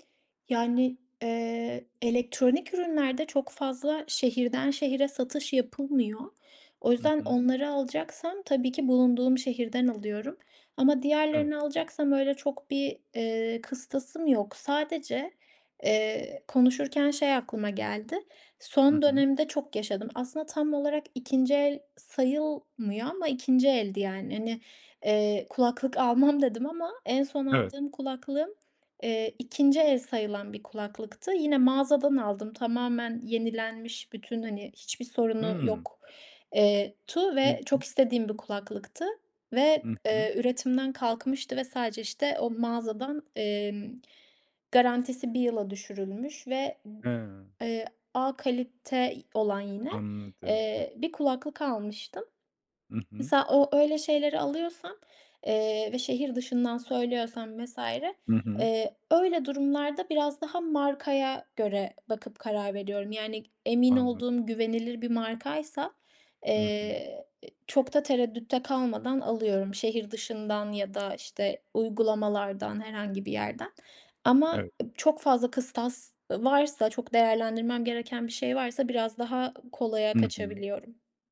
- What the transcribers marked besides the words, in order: other background noise; tapping
- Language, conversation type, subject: Turkish, podcast, İkinci el alışveriş hakkında ne düşünüyorsun?